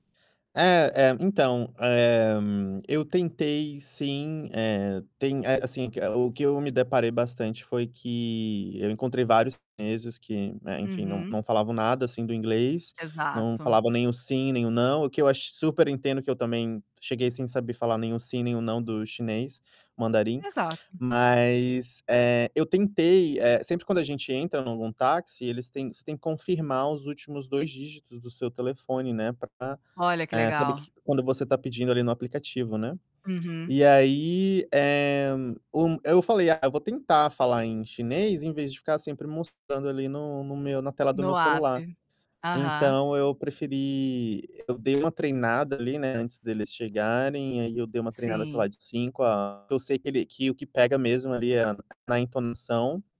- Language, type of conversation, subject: Portuguese, podcast, Que lugar subestimado te surpreendeu positivamente?
- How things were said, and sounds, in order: distorted speech